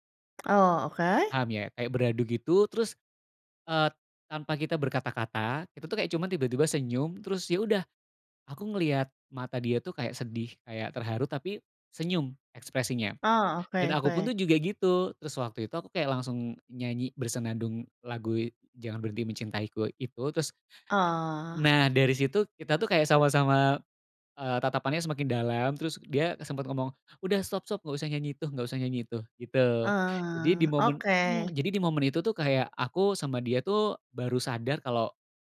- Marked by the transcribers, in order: other background noise
- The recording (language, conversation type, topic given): Indonesian, podcast, Lagu apa yang selalu membuat kamu merasa nostalgia, dan mengapa?